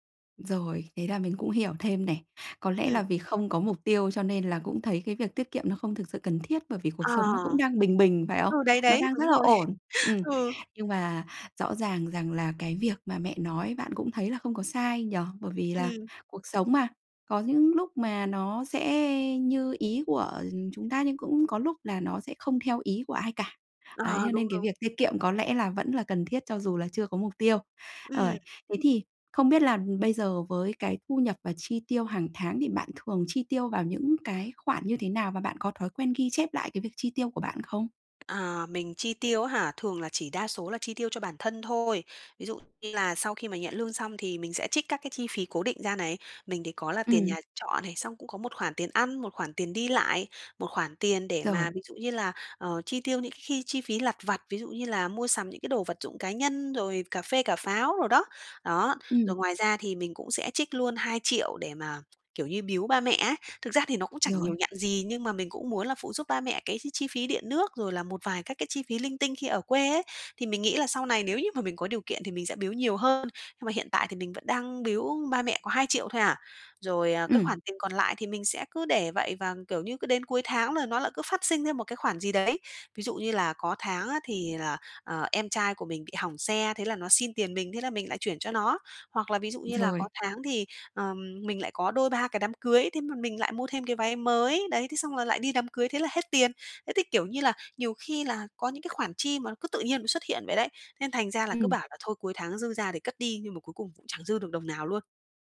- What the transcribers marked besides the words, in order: tapping; laughing while speaking: "rồi"
- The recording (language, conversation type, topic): Vietnamese, advice, Làm sao để tiết kiệm đều đặn mỗi tháng?